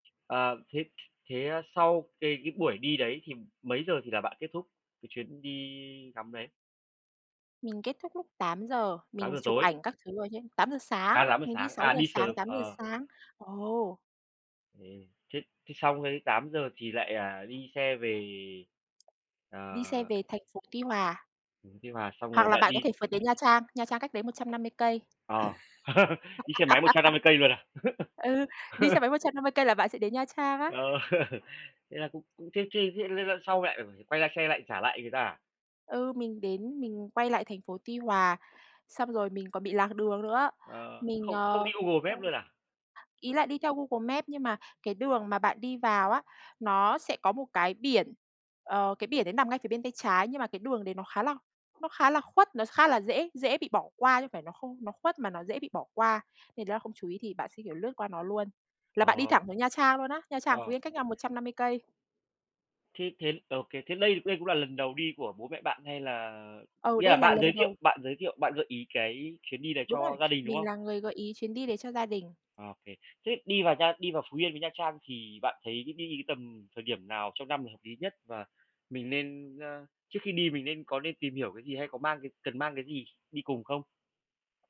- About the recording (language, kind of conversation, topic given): Vietnamese, podcast, Bạn đã từng có trải nghiệm nào đáng nhớ với thiên nhiên không?
- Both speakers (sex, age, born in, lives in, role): female, 25-29, Vietnam, Vietnam, guest; male, 35-39, Vietnam, Vietnam, host
- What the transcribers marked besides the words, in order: tapping; other background noise; laugh; laugh; chuckle